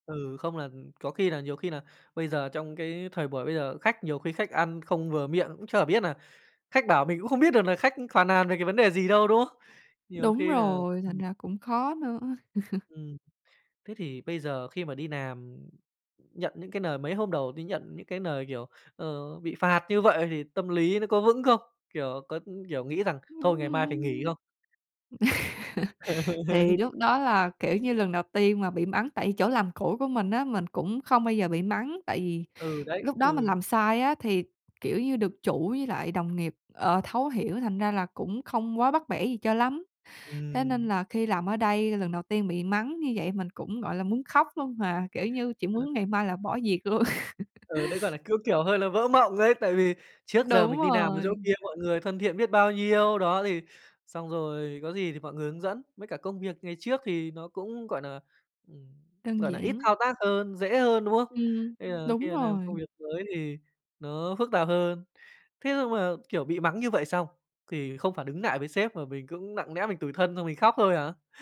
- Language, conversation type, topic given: Vietnamese, podcast, Lần đầu tiên bạn đi làm như thế nào?
- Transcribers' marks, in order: laugh; "làm" said as "nàm"; "lời" said as "nời"; "lời" said as "nời"; laugh; laugh; laughing while speaking: "luôn"; laugh; "làm" said as "nàm"; "làm" said as "nàm"; "lẽ" said as "nẽ"